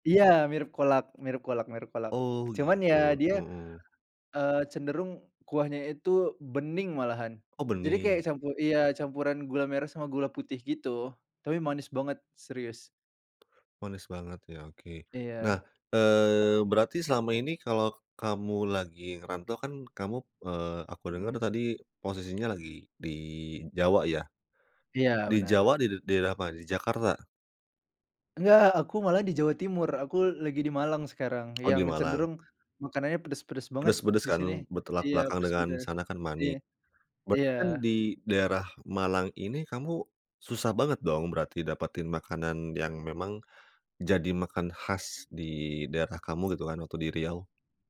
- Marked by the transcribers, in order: other background noise; tapping
- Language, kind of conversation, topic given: Indonesian, podcast, Masakan apa yang selalu membuat kamu rindu kampung halaman?